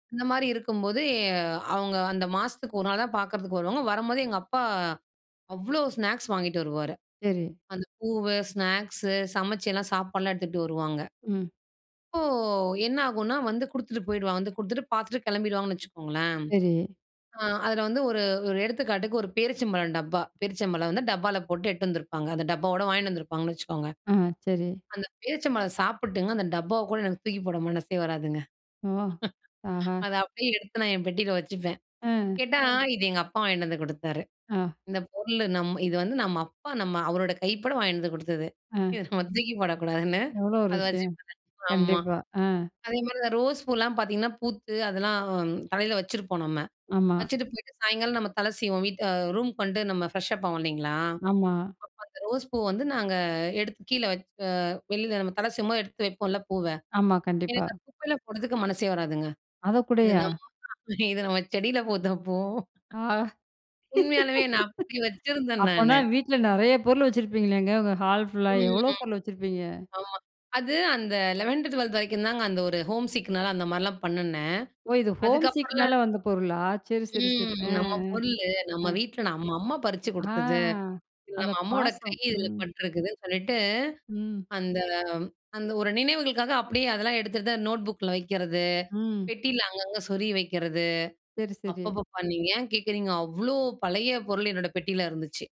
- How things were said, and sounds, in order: in English: "ஸ்நாக்ஸ்"; in English: "ஸ்நாக்ஸு"; chuckle; tapping; laughing while speaking: "இத நம்ம"; other background noise; in English: "ஃப்ரெஷ் அப்"; other noise; laugh; in English: "ஹோம்சிக்னால"; in English: "ஹோம் சிக்னால"; drawn out: "ஆ"
- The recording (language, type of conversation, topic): Tamil, podcast, வீட்டில் உள்ள பொருட்களும் அவற்றோடு இணைந்த நினைவுகளும் உங்களுக்கு சிறப்பானவையா?